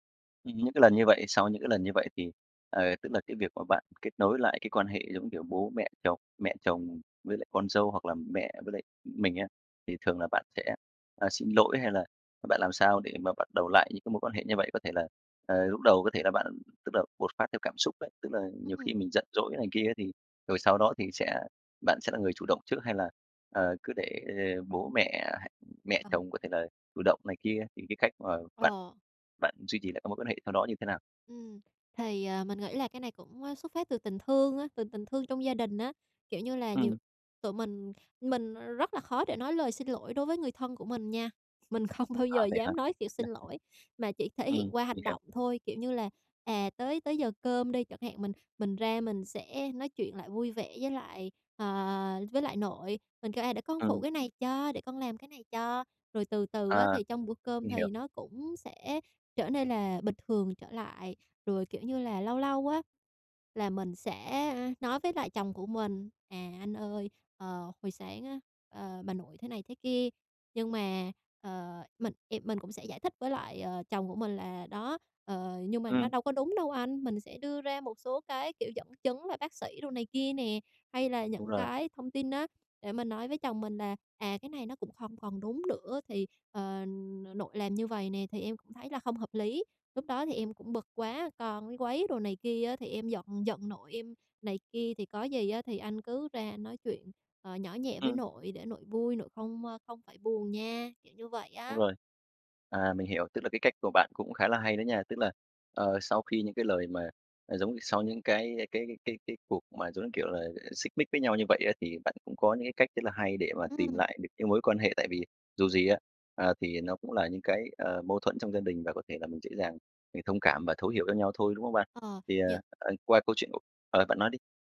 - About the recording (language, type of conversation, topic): Vietnamese, advice, Làm sao để giữ bình tĩnh khi bị chỉ trích mà vẫn học hỏi được điều hay?
- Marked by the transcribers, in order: unintelligible speech; tapping; laughing while speaking: "Ờ"; laughing while speaking: "không"